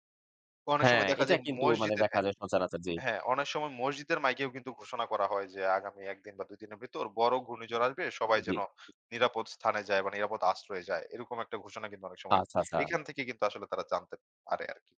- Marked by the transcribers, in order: other background noise
- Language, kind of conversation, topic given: Bengali, podcast, ঘূর্ণিঝড় বা বন্যার জন্য কীভাবে প্রস্তুতি নিলে ভালো হয়, আপনার পরামর্শ কী?
- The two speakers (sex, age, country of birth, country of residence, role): male, 25-29, Bangladesh, Bangladesh, guest; male, 30-34, Bangladesh, Bangladesh, host